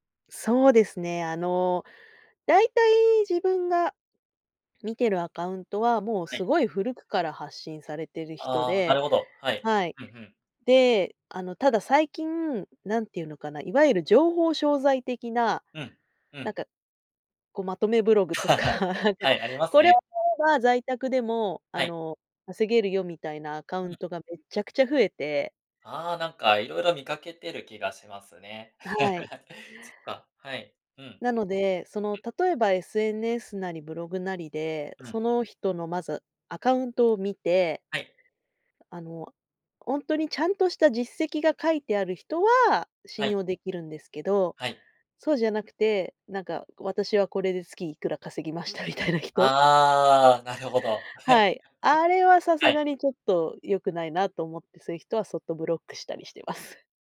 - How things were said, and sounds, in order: laughing while speaking: "とか、なんか"; laugh; tapping; laugh; other noise; laughing while speaking: "稼ぎましたみたいな人？"; laugh
- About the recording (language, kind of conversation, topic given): Japanese, podcast, 普段、情報源の信頼性をどのように判断していますか？